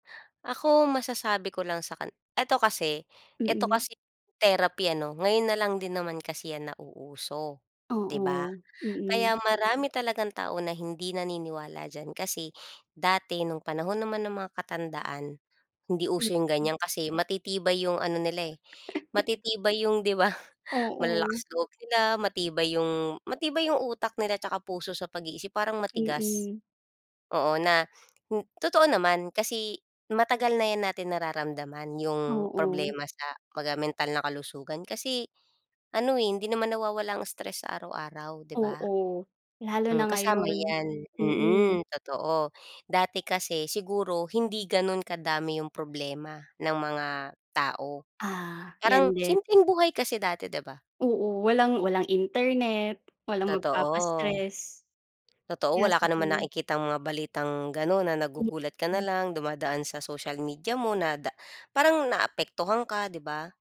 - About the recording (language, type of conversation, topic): Filipino, unstructured, Ano ang masasabi mo sa mga taong hindi naniniwala sa pagpapayo ng dalubhasa sa kalusugang pangkaisipan?
- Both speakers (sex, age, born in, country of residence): female, 30-34, Philippines, Philippines; female, 30-34, Philippines, Philippines
- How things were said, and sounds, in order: other background noise; laugh; background speech